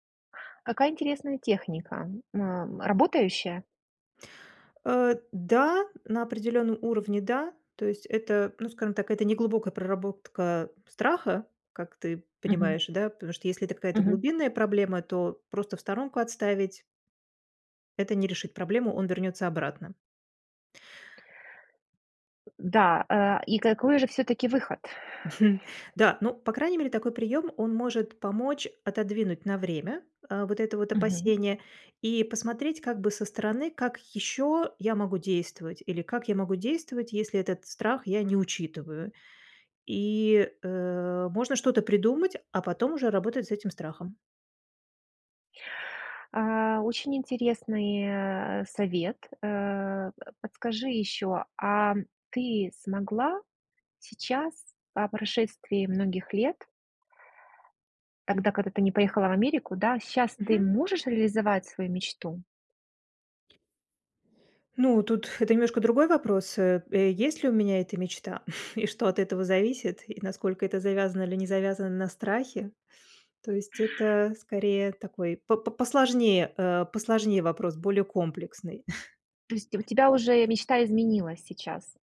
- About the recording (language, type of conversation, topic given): Russian, podcast, Что помогает не сожалеть о сделанном выборе?
- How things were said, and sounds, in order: other background noise; other noise; chuckle; grunt; chuckle; chuckle